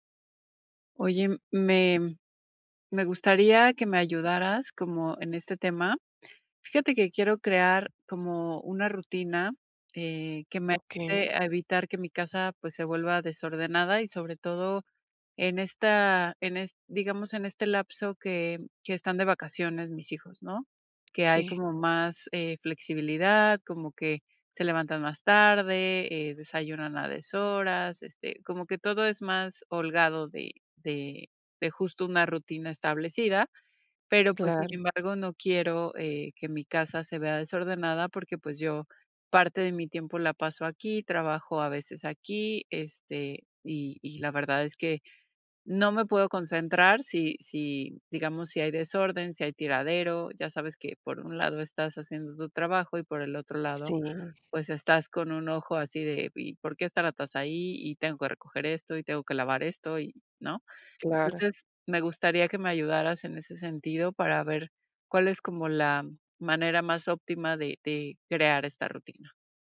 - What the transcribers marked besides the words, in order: none
- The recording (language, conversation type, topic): Spanish, advice, ¿Cómo puedo crear rutinas diarias para evitar que mi casa se vuelva desordenada?